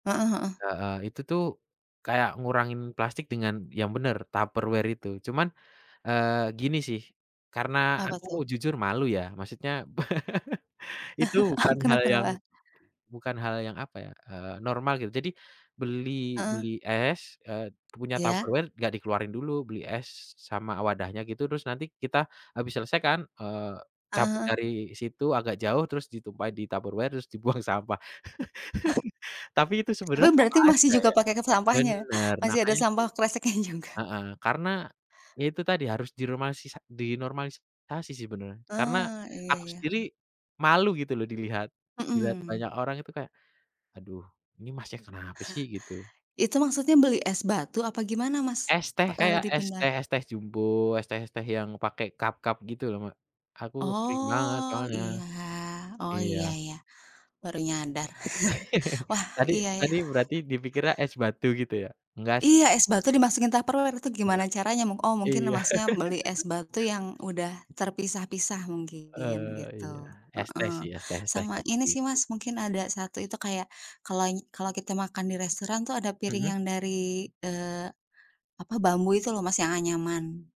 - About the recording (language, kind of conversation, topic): Indonesian, unstructured, Apa dampak sampah plastik terhadap lingkungan di sekitar kita?
- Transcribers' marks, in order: other background noise; laugh; laughing while speaking: "Ah, kenapa kenapa?"; tapping; laughing while speaking: "dibuang sampah"; laugh; laughing while speaking: "kresek nya juga"; chuckle; chuckle; laugh; chuckle; laughing while speaking: "Iya"; laugh